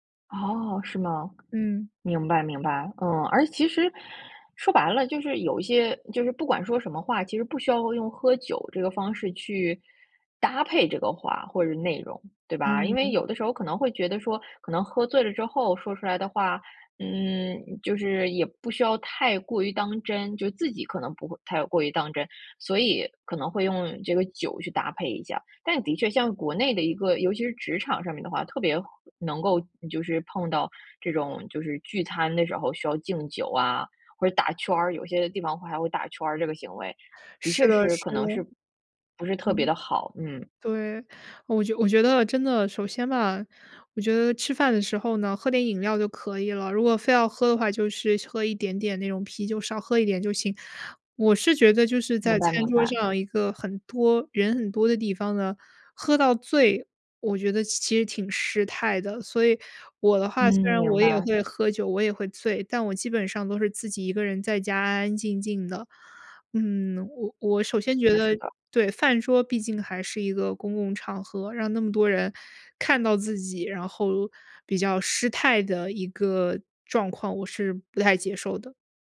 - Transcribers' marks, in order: other background noise
- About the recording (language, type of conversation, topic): Chinese, podcast, 你怎么看待大家一起做饭、一起吃饭时那种聚在一起的感觉？